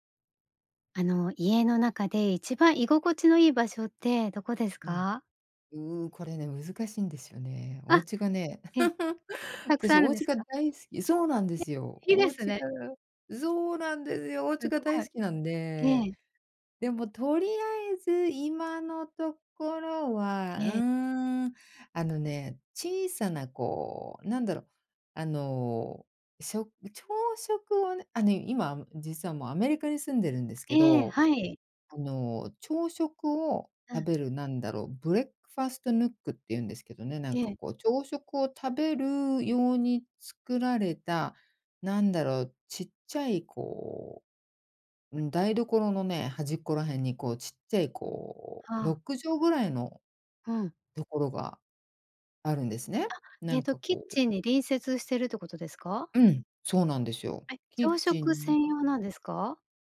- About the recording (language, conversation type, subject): Japanese, podcast, 家の中で一番居心地のいい場所はどこですか？
- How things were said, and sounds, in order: laugh; in English: "ブレックファーストヌック"